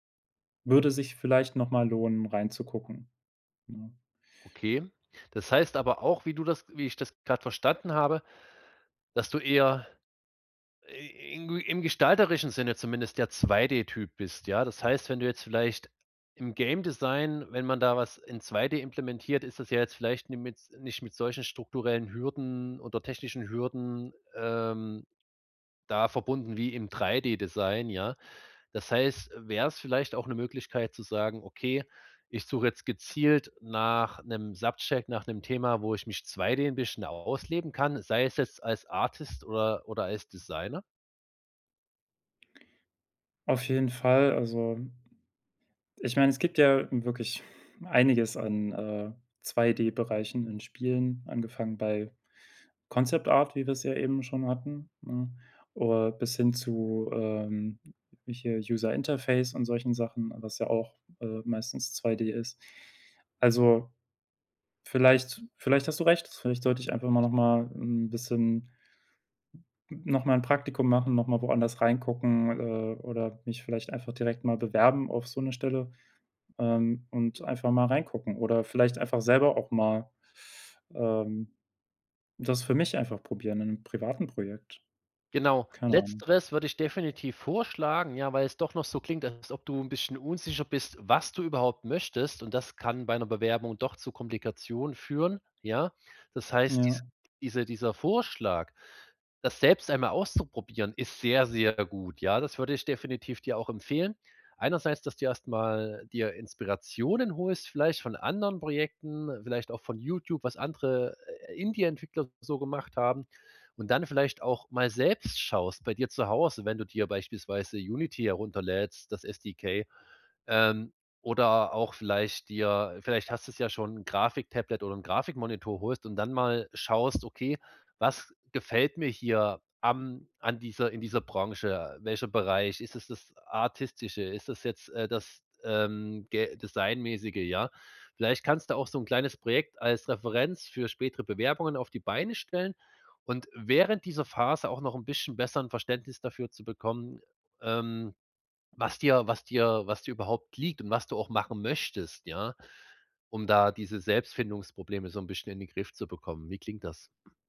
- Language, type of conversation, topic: German, advice, Berufung und Sinn im Leben finden
- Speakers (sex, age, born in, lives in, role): male, 25-29, Germany, Germany, user; male, 30-34, Germany, Germany, advisor
- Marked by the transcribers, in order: in English: "Subject"